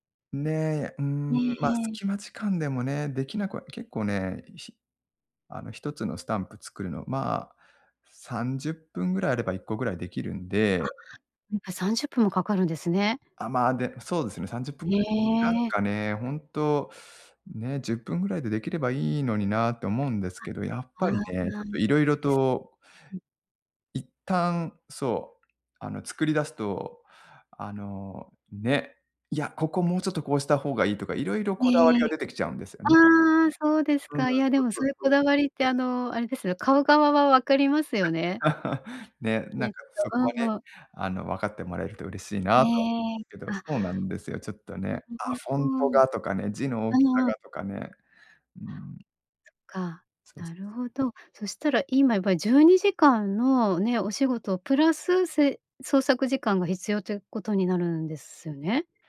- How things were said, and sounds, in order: other background noise; unintelligible speech; laugh
- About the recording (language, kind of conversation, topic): Japanese, advice, 創作に使う時間を確保できずに悩んでいる